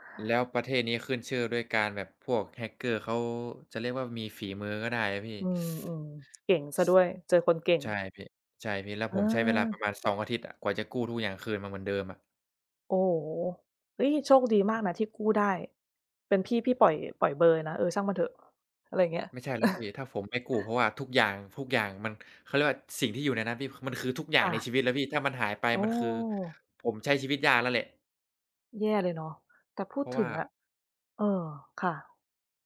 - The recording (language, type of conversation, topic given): Thai, unstructured, คุณคิดว่าข้อมูลส่วนตัวของเราปลอดภัยในโลกออนไลน์ไหม?
- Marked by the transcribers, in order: chuckle